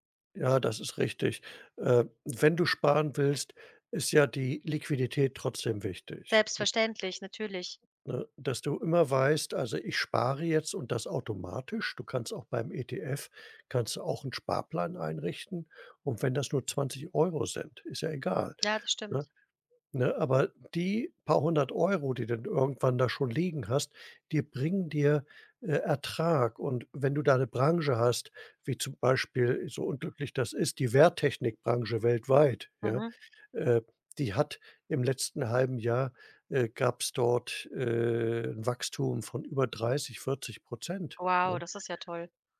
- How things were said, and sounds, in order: none
- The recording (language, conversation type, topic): German, advice, Wie kann ich meine Ausgaben reduzieren, wenn mir dafür die Motivation fehlt?